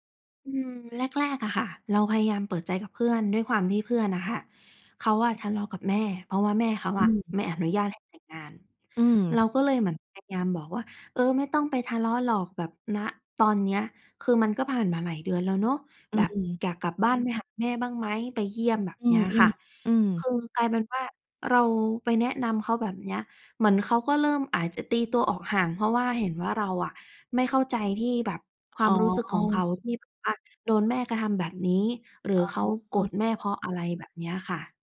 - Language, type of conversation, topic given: Thai, advice, เพื่อนสนิทของคุณเปลี่ยนไปอย่างไร และความสัมพันธ์ของคุณกับเขาหรือเธอเปลี่ยนไปอย่างไรบ้าง?
- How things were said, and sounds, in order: tapping; other background noise